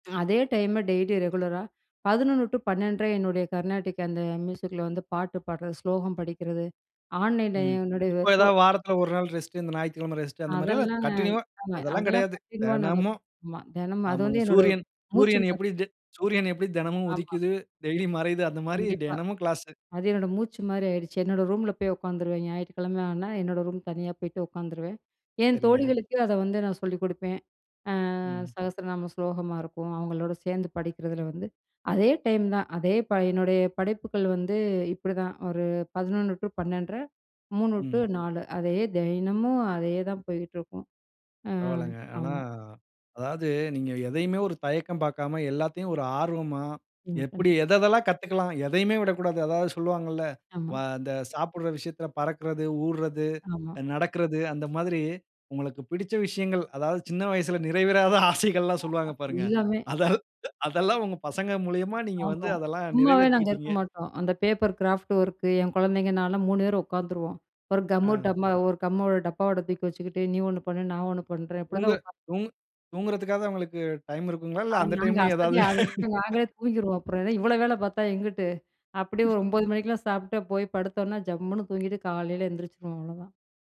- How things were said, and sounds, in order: "டைம்ல" said as "டைம"; in English: "கன்டின்யூவா"; in English: "கன்டின்யூவா"; "தினமும்" said as "தெய்னமும்"; hiccup; in English: "பேப்பர் கிராஃப்ட் ஒர்க்"; "டப்பா" said as "டம்மா"; unintelligible speech; laugh; other noise
- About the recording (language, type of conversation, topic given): Tamil, podcast, உங்கள் படைப்புத் திட்டத்திற்கு தினமும் நேரம் ஒதுக்குகிறீர்களா?